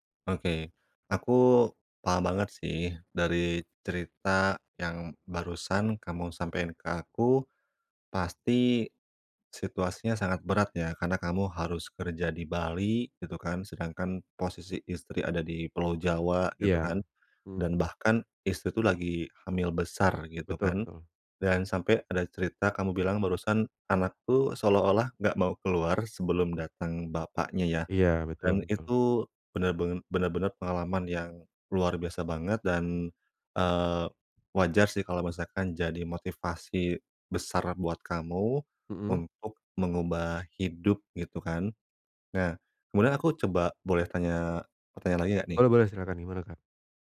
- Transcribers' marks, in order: none
- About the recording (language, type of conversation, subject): Indonesian, advice, Kapan saya tahu bahwa ini saat yang tepat untuk membuat perubahan besar dalam hidup saya?
- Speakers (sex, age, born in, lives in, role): male, 30-34, Indonesia, Indonesia, advisor; male, 30-34, Indonesia, Indonesia, user